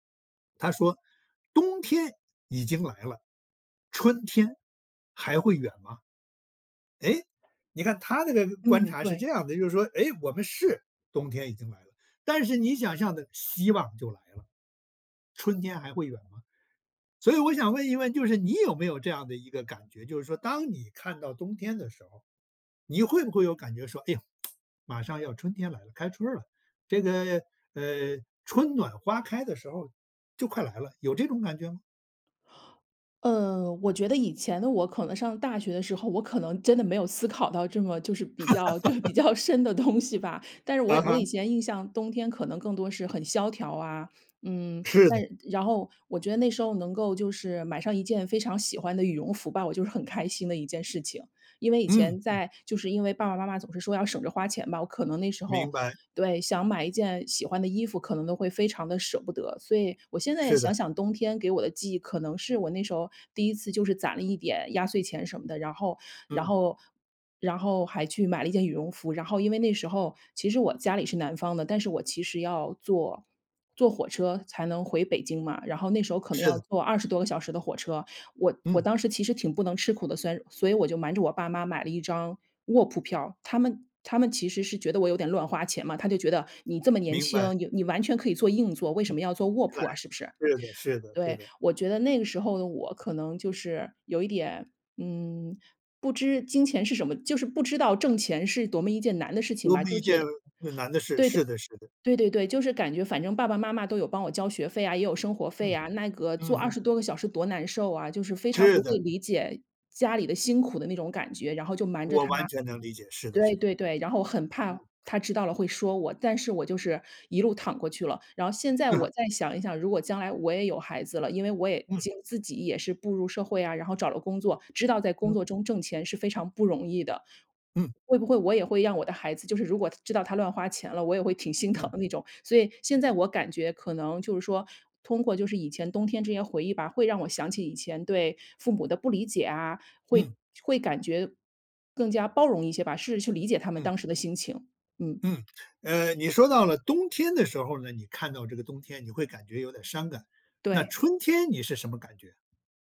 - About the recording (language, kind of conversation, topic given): Chinese, podcast, 能跟我说说你从四季中学到了哪些东西吗？
- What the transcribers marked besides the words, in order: other background noise; tsk; laugh; laughing while speaking: "就是比较深的"